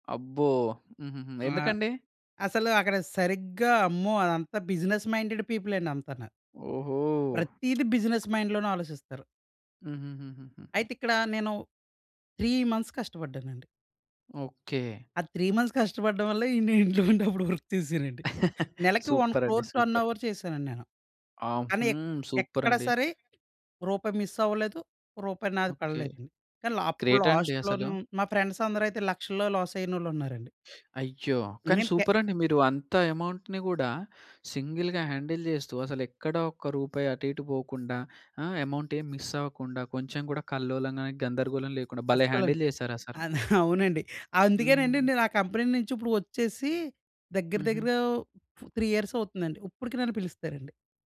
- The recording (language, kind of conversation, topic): Telugu, podcast, ఇంటినుంచి పని చేస్తున్నప్పుడు మీరు దృష్టి నిలబెట్టుకోవడానికి ఏ పద్ధతులు పాటిస్తారు?
- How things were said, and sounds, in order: in English: "బిజినెస్ మైండెడ్"; tapping; in English: "బిజినెస్"; in English: "త్రీ మంత్స్"; in English: "త్రీ మంత్స్"; laughing while speaking: "నేను ఇంట్లో ఉన్నప్పుడు వర్క్ చేసానండి"; chuckle; in English: "సూపర్"; in English: "వర్క్"; in English: "సూపర్!"; in English: "ఓన్ క్రోర్ టర్నోవర్"; in English: "సూపర్"; in English: "మిస్"; in English: "గ్రేట్"; in English: "ఫ్రెండ్స్"; in English: "లాస్"; in English: "సూపర్"; in English: "అమౌంట్‌ని"; in English: "సింగిల్‌గా హ్యాండిల్"; in English: "అమౌంట్"; other noise; in English: "హ్యాండిల్"; chuckle; in English: "కంపెనీ"; in English: "త్రీ ఇయర్స్"